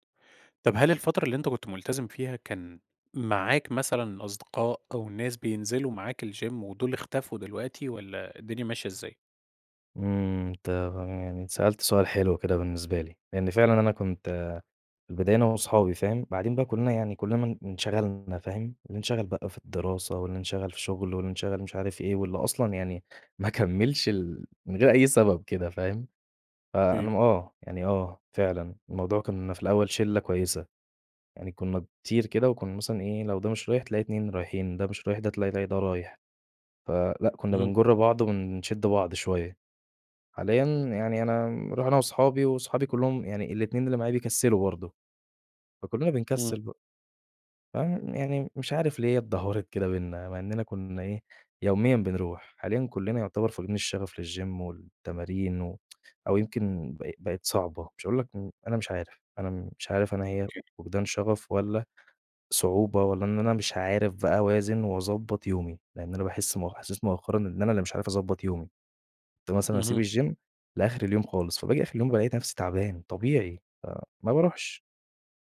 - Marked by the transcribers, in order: tapping; in English: "الGym"; laughing while speaking: "ما كمّلش ال"; in English: "للGym"; tsk; in English: "الGym"
- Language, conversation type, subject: Arabic, advice, إزاي أقدر أستمر على جدول تمارين منتظم من غير ما أقطع؟